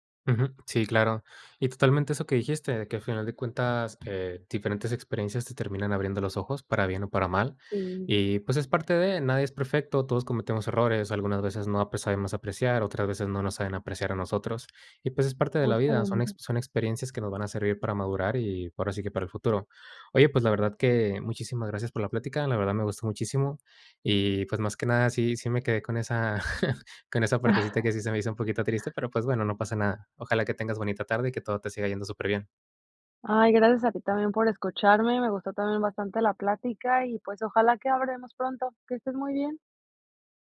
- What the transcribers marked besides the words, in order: chuckle; other background noise
- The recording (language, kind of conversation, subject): Spanish, podcast, ¿Cómo afecta a tus relaciones un cambio personal profundo?